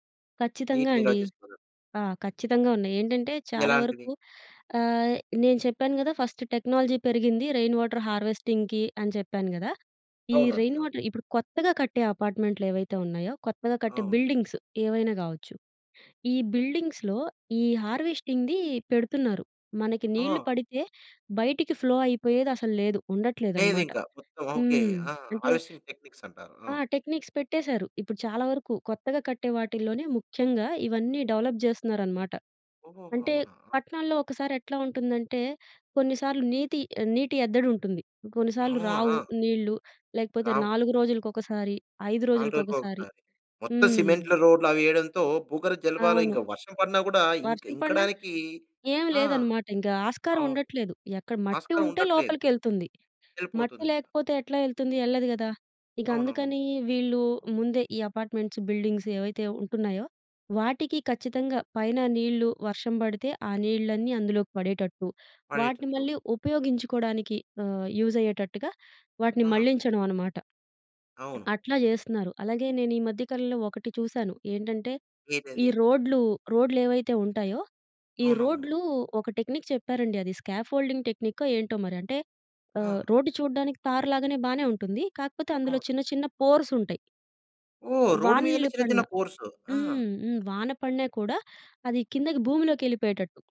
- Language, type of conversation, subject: Telugu, podcast, వర్షపు నీరు నిల్వ చేసే విధానం గురించి నీ అనుభవం ఏంటి?
- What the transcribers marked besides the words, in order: other noise; in English: "టెక్నాలజీ"; in English: "రెయిన్ వాటర్ హార్వెస్టింగ్‌కి"; in English: "రెయిన్ వాటర్"; in English: "బిల్డింగ్స్‌లో"; in English: "హార్వెస్టింగ్‌ది"; in English: "ఫ్లో"; in English: "హార్వెస్టింగ్"; in English: "టెక్నిక్స్"; in English: "డెవలప్"; in English: "అపార్ట్మెంట్స్, బిల్డింగ్స్"; in English: "టెక్నిక్"; in English: "స్కాఫోల్డింగ్"; in English: "తార్"; in English: "రోడ్"